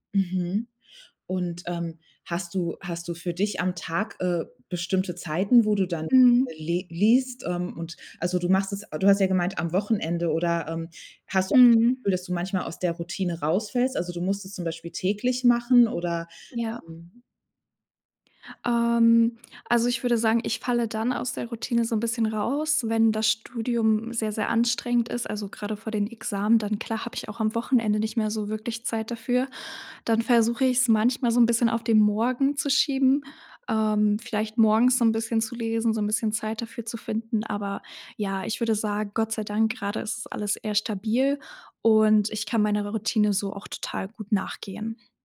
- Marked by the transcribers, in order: other background noise
- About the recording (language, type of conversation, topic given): German, podcast, Wie stärkst du deine kreative Routine im Alltag?